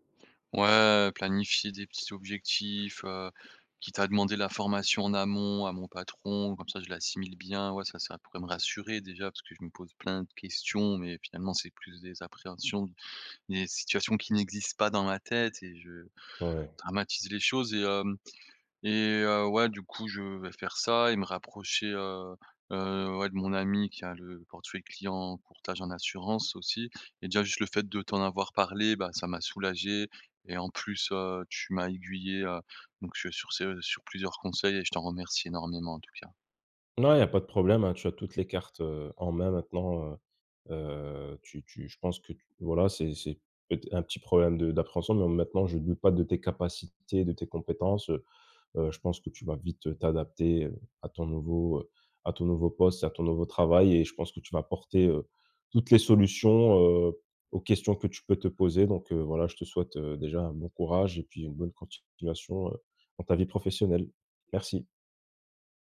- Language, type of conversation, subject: French, advice, Comment puis-je m'engager pleinement malgré l'hésitation après avoir pris une grande décision ?
- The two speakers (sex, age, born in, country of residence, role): male, 25-29, France, France, advisor; male, 30-34, France, France, user
- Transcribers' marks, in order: drawn out: "Heu"; other background noise